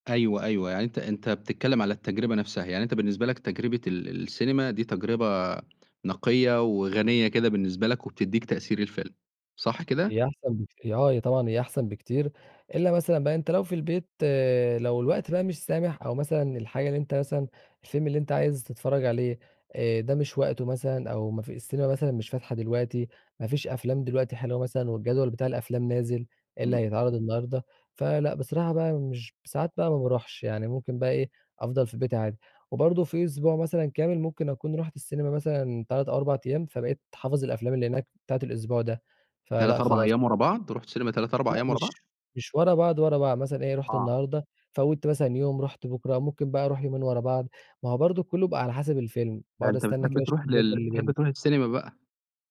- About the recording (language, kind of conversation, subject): Arabic, podcast, إزاي بتختار تشوف الفيلم في السينما ولا في البيت؟
- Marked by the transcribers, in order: tapping